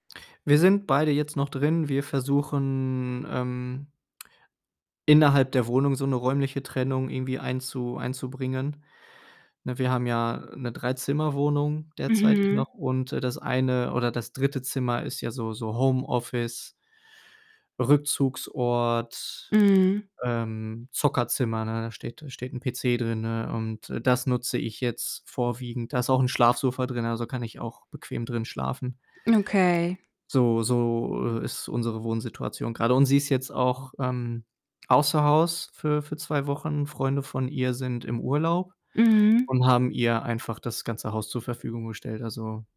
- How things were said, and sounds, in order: drawn out: "versuchen"; tsk; distorted speech
- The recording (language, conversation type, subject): German, advice, Wie kann ich das Ende einer langjährigen Beziehung oder eine Scheidung gut bewältigen?